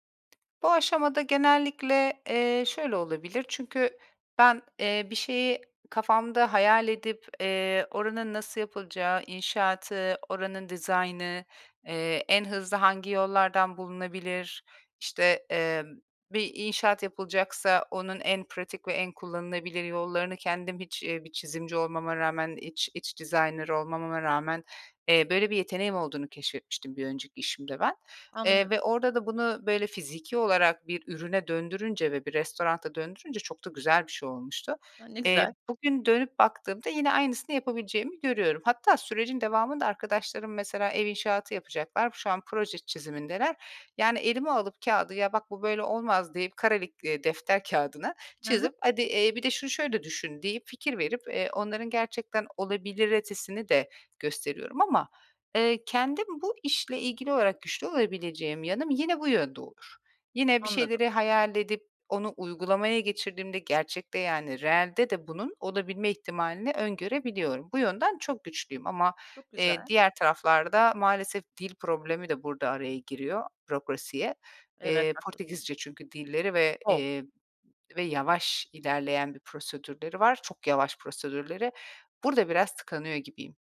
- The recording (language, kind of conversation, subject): Turkish, advice, Kendi işinizi kurma veya girişimci olma kararınızı nasıl verdiniz?
- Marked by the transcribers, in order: tapping; "restorana" said as "restoranta"